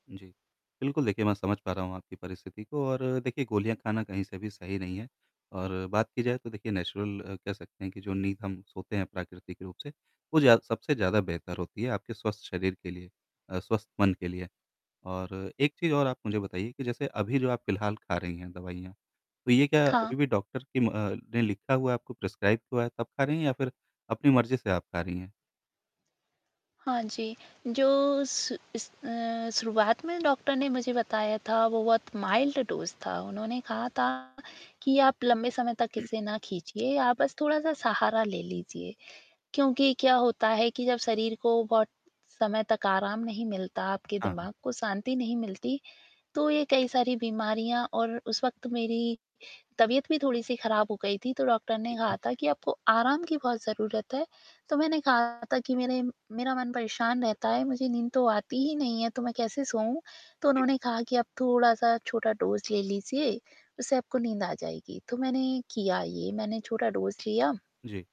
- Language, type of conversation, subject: Hindi, advice, नींद की गोलियों पर आपकी निर्भरता क्यों बढ़ रही है और इसे लेकर आपको क्या चिंता है?
- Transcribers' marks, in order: static; in English: "नेचुरल"; in English: "प्रिस्क्राइब"; in English: "माइल्ड डोज़"; distorted speech; other background noise; in English: "डोज़"; in English: "डोज़"